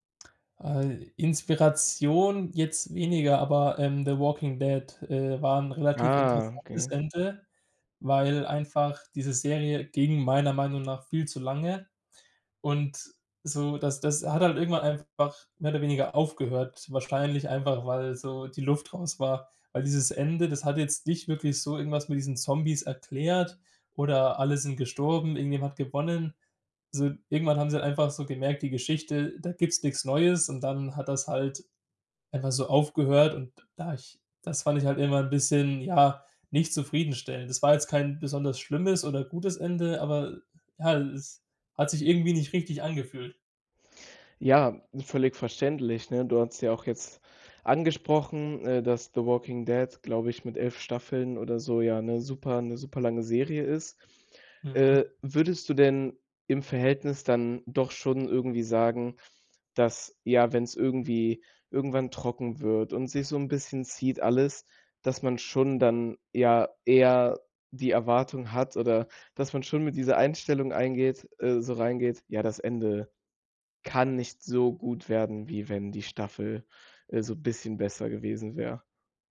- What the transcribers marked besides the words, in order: none
- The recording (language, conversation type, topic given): German, podcast, Was macht ein Serienfinale für dich gelungen oder enttäuschend?